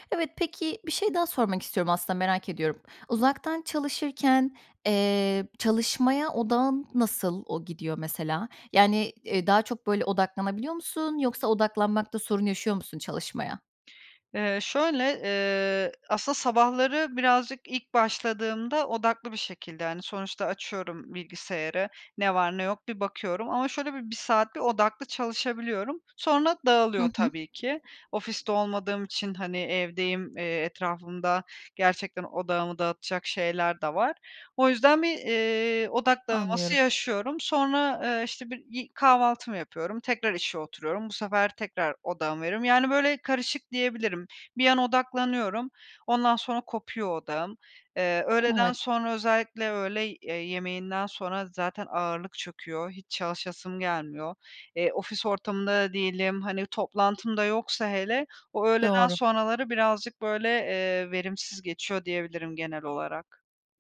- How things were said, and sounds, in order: other background noise
- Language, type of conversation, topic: Turkish, advice, Uzaktan çalışmaya geçiş sürecinizde iş ve ev sorumluluklarınızı nasıl dengeliyorsunuz?